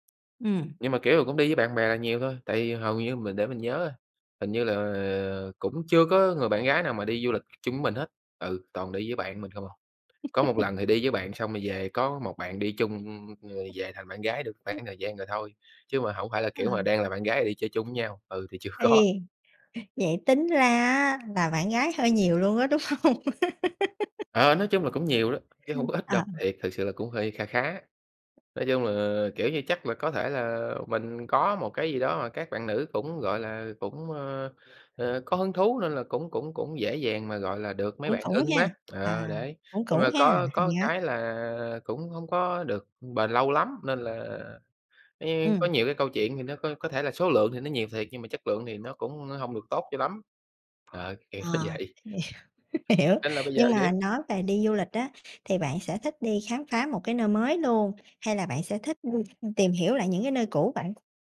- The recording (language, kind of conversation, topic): Vietnamese, unstructured, Bạn đã từng ngỡ ngàng vì điều gì khi đi du lịch?
- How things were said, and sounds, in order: tapping; laugh; unintelligible speech; other background noise; laughing while speaking: "chưa có"; other noise; laughing while speaking: "đúng hông?"; laugh; unintelligible speech; laughing while speaking: "Nhiều, hiểu"; laughing while speaking: "nó"